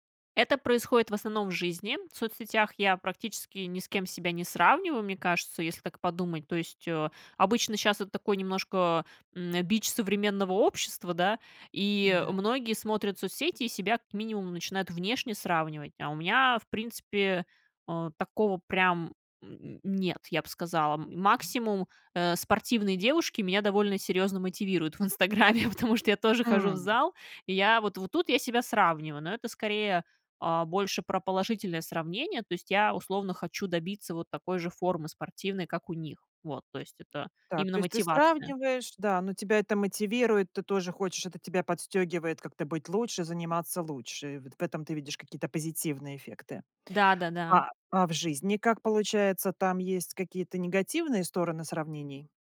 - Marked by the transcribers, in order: laughing while speaking: "в Инстаграме, потому что"; other background noise
- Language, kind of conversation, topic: Russian, podcast, Какие приёмы помогли тебе не сравнивать себя с другими?